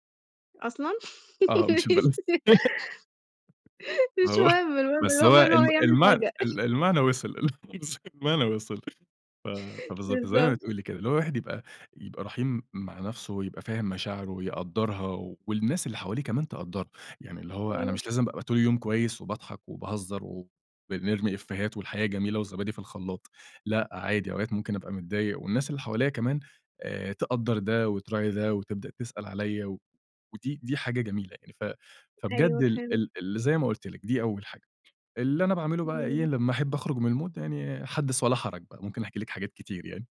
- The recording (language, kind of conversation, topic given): Arabic, podcast, إيه اللي بتعمله لما تحس إنك مرهق نفسياً وجسدياً؟
- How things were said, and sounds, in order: laugh; laughing while speaking: "ماشي"; laughing while speaking: "البَلَّ آه"; laugh; tapping; laughing while speaking: "مش مهم، المهم المهم إن هو يعمل حاجة"; unintelligible speech; laugh; unintelligible speech; laugh; in English: "الmood"